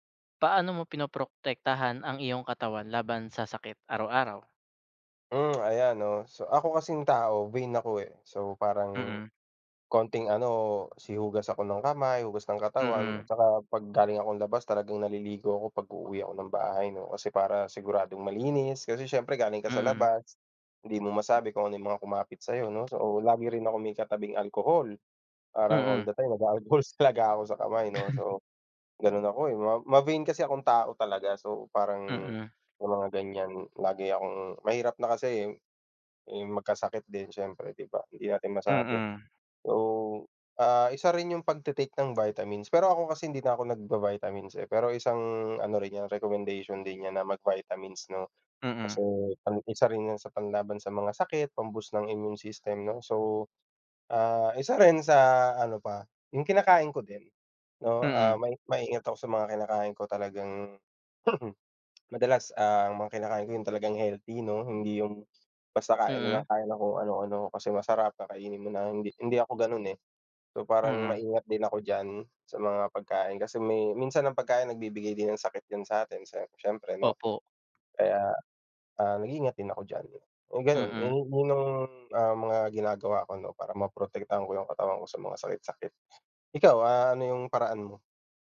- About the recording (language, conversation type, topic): Filipino, unstructured, Paano mo pinoprotektahan ang iyong katawan laban sa sakit araw-araw?
- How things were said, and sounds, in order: tapping; laughing while speaking: "nag-a-alcohol"; chuckle; other background noise; throat clearing